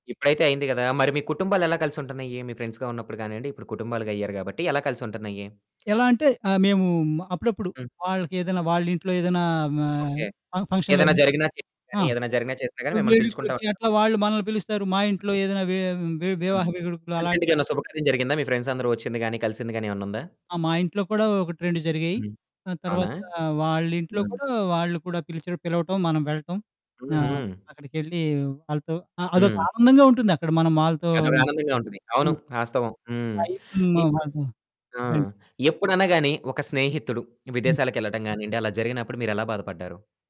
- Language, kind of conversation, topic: Telugu, podcast, నిజమైన స్నేహం అంటే మీకు ఏమనిపిస్తుంది?
- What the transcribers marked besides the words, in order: in English: "ఫ్రెండ్స్‌గా"; other background noise; in English: "ఫ ఫంక్షన్‌లో"; distorted speech; in English: "రీసెంట్‌గా"; in English: "ఫ్రెండ్స్"; in English: "ఫ్రెండ్స్"